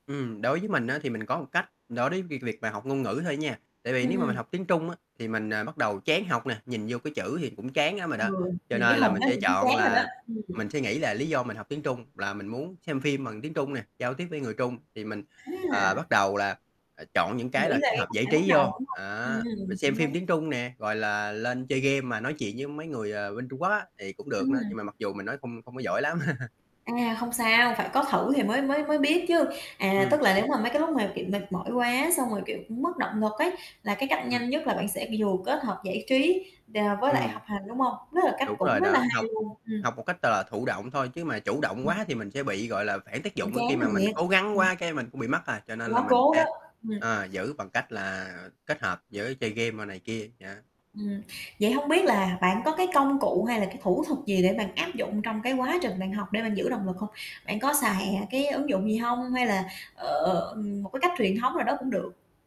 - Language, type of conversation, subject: Vietnamese, podcast, Bạn dùng mẹo nào để giữ động lực suốt cả ngày?
- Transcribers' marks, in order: tapping; static; distorted speech; chuckle